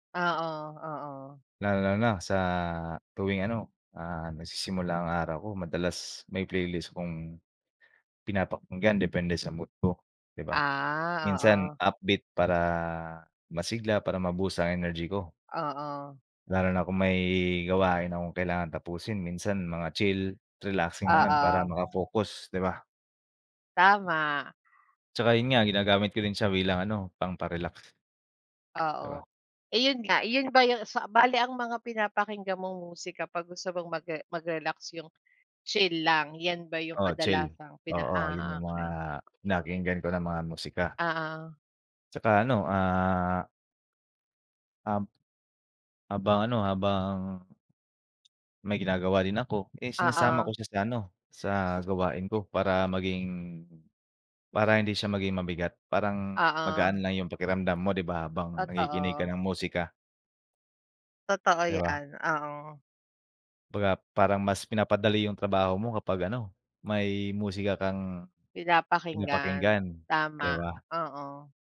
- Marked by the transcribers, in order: other background noise; wind
- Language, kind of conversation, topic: Filipino, unstructured, Paano nakaaapekto ang musika sa iyong araw-araw na buhay?